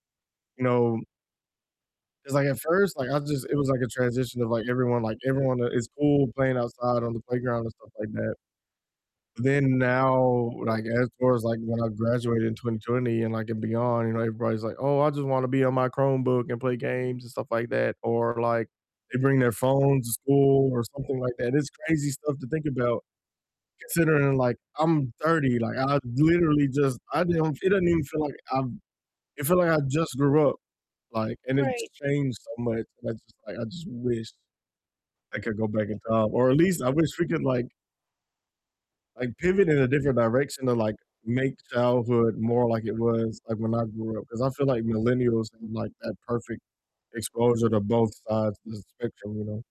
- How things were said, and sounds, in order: distorted speech; mechanical hum; other background noise
- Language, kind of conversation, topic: English, unstructured, Which nearby trail or neighborhood walk do you love recommending, and why should we try it together?
- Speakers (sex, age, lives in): female, 45-49, United States; male, 30-34, United States